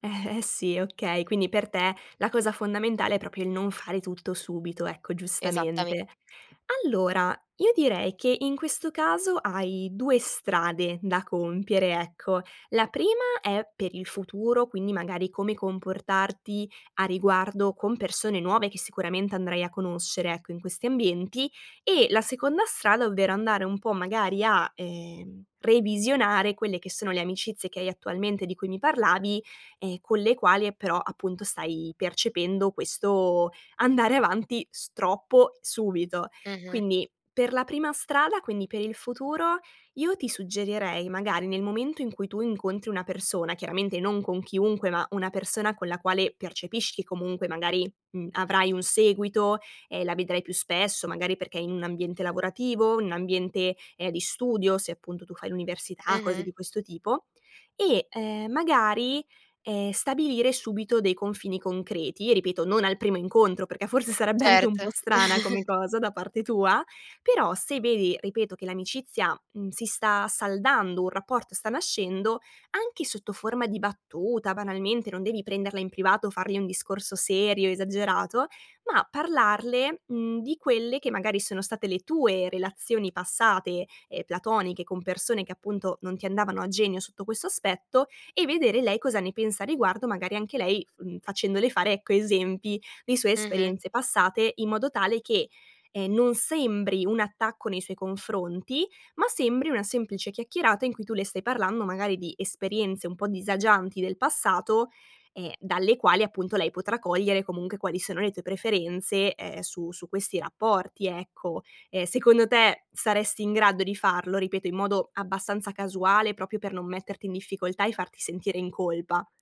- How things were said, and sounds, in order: "proprio" said as "propio"; laughing while speaking: "sarebbe anche"; chuckle; "comunque" said as "comunche"; "proprio" said as "propio"
- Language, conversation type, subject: Italian, advice, Come posso comunicare chiaramente le mie aspettative e i miei limiti nella relazione?